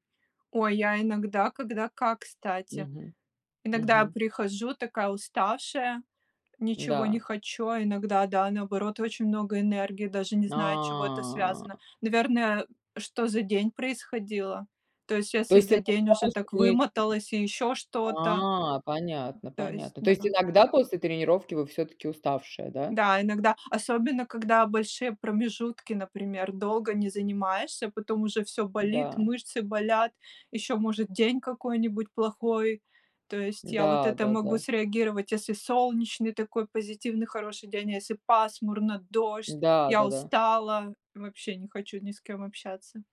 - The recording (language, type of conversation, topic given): Russian, unstructured, Как спорт влияет на наше настроение и общее самочувствие?
- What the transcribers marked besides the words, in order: tapping; other background noise; drawn out: "А"; unintelligible speech; drawn out: "А"; background speech